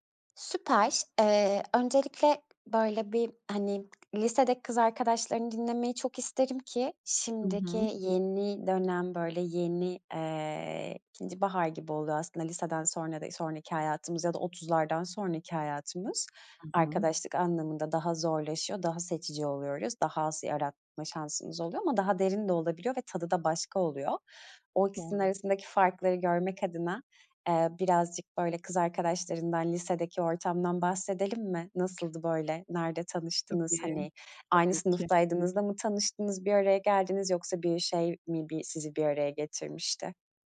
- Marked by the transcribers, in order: other background noise; tapping
- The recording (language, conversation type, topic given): Turkish, podcast, Uzun süren arkadaşlıkları nasıl canlı tutarsın?